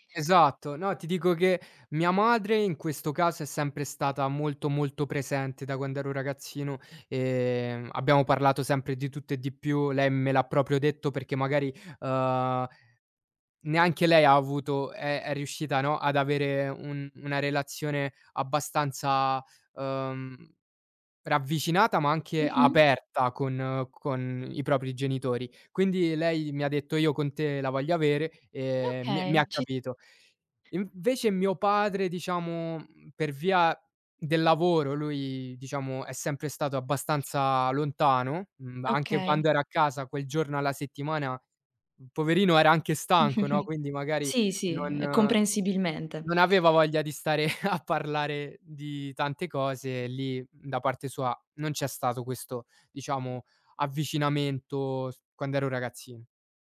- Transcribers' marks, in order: chuckle; chuckle; laughing while speaking: "a"
- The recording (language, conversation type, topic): Italian, podcast, Come cerchi supporto da amici o dalla famiglia nei momenti difficili?